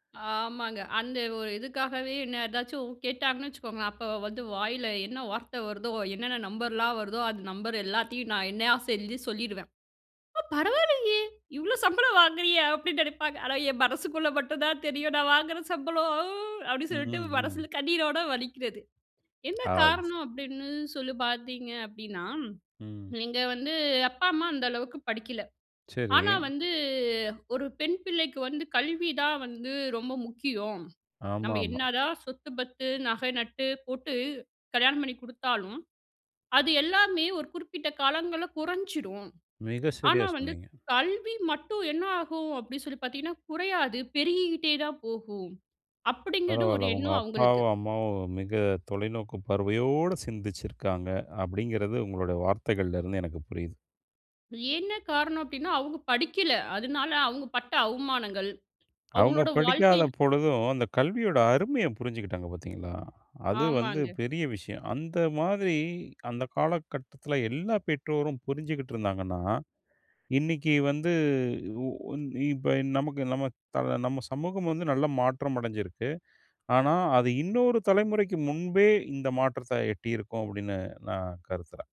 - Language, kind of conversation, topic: Tamil, podcast, முதலாம் சம்பளம் வாங்கிய நாள் நினைவுகளைப் பற்றி சொல்ல முடியுமா?
- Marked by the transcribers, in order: put-on voice: "ஆ பரவாலயே இவ்வளோ சம்பளம் வாங்குறியா … மனசுல கண்ணீரோட வலிக்கிறது"; surprised: "ஆ பரவாலயே"; laughing while speaking: "இவ்வளோ சம்பளம் வாங்குறியா அப்டின்னு நெனைப்பாங்க … மனசுல கண்ணீரோட வலிக்கிறது"; other background noise; drawn out: "வந்து"; "அப்படிங்கற" said as "அப்டிங்கது"